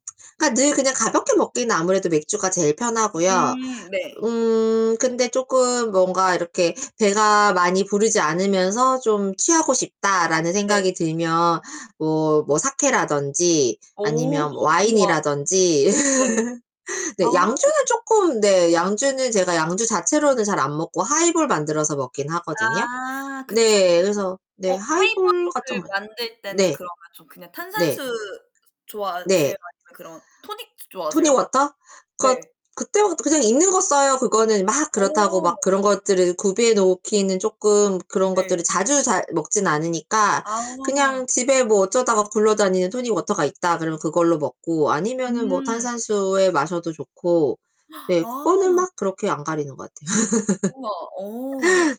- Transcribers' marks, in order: distorted speech; gasp; laugh; other background noise; gasp; laugh
- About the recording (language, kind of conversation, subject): Korean, unstructured, 스트레스가 심할 때 보통 어떻게 대처하시나요?
- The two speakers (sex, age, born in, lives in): female, 25-29, South Korea, United States; female, 35-39, South Korea, United States